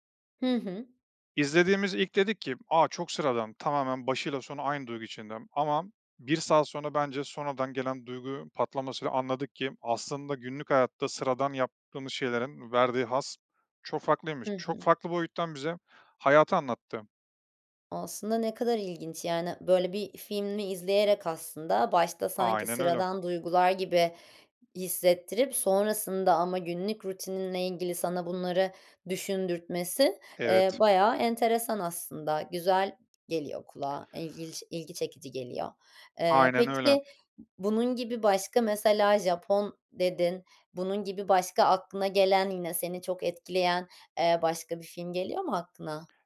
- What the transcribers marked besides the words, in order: tapping; other background noise
- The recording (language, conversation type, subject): Turkish, podcast, Hobini günlük rutinine nasıl sığdırıyorsun?